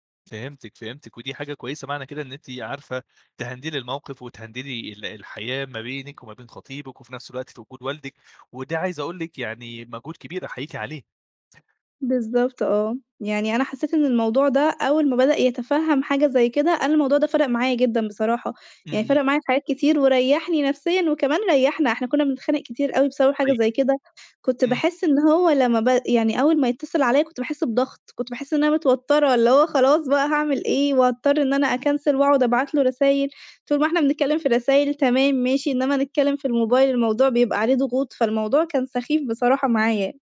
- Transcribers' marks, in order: in English: "تهندلي"; in English: "وتهندلي"; in English: "أكنسل"; tapping
- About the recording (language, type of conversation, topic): Arabic, podcast, إزاي تحطّ حدود مع العيلة من غير ما حد يزعل؟